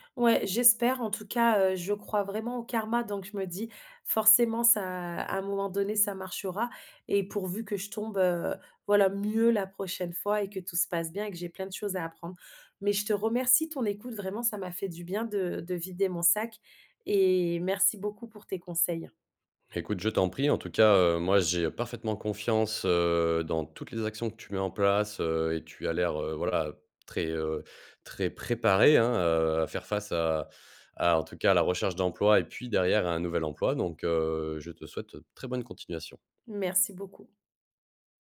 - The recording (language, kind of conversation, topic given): French, advice, Que puis-je faire après avoir perdu mon emploi, alors que mon avenir professionnel est incertain ?
- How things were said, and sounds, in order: tapping